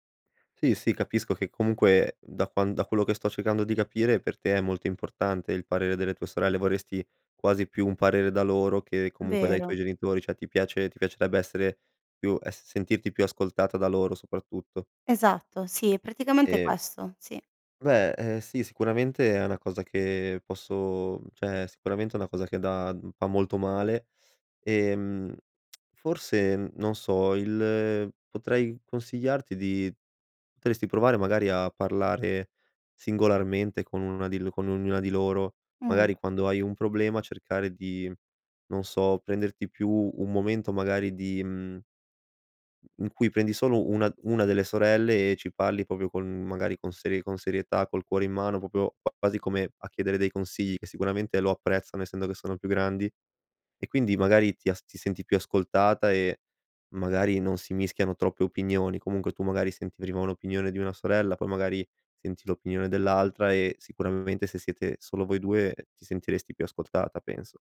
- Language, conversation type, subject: Italian, advice, Come ti senti quando ti ignorano durante le discussioni in famiglia?
- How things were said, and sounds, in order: "cioè" said as "ceh"; tsk; "potresti" said as "tresti"; "proprio" said as "popio"; "proprio" said as "propio"